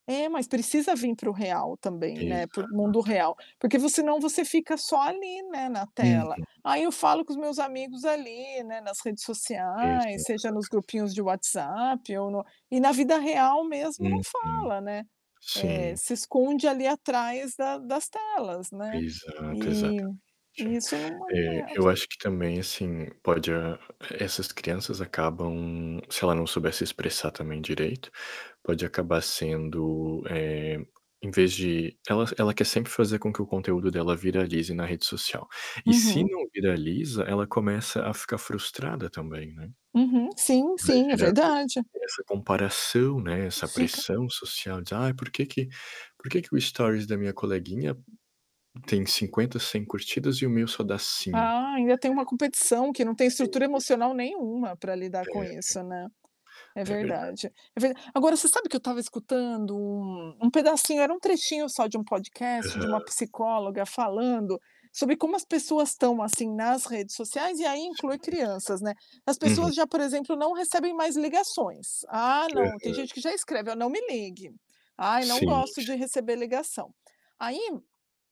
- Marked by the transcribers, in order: unintelligible speech
- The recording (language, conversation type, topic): Portuguese, unstructured, O uso de redes sociais deve ser discutido nas escolas ou considerado um assunto privado?